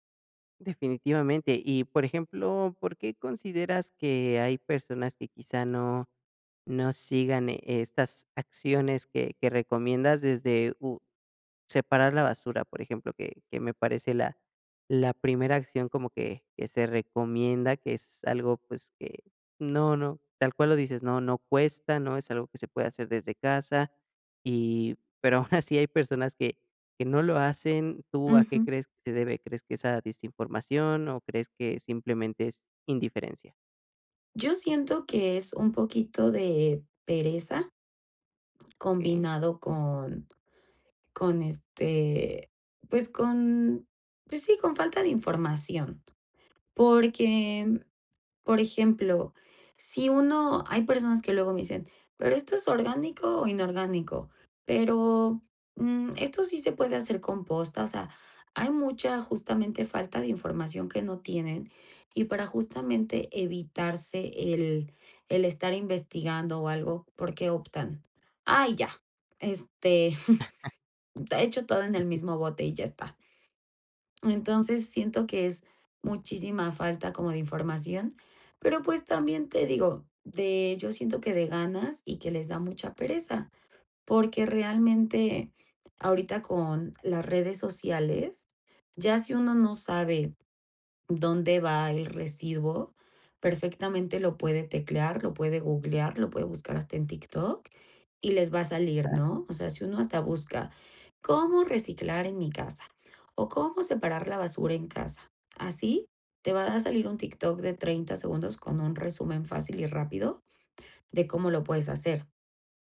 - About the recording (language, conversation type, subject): Spanish, podcast, ¿Cómo reducirías tu huella ecológica sin complicarte la vida?
- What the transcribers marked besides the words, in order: tapping; chuckle; other background noise; chuckle; unintelligible speech; unintelligible speech